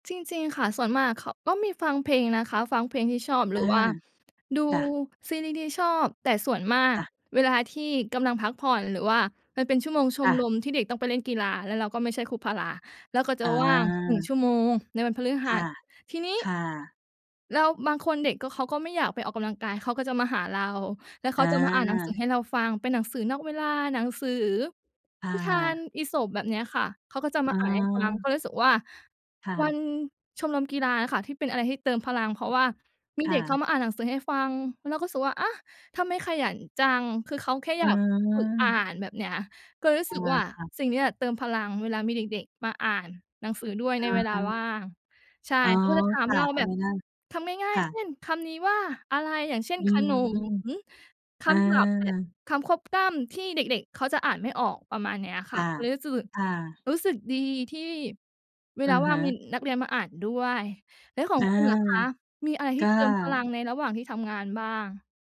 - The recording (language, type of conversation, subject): Thai, unstructured, ช่วงเวลาไหนที่คุณมีความสุขกับการทำงานมากที่สุด?
- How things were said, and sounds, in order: none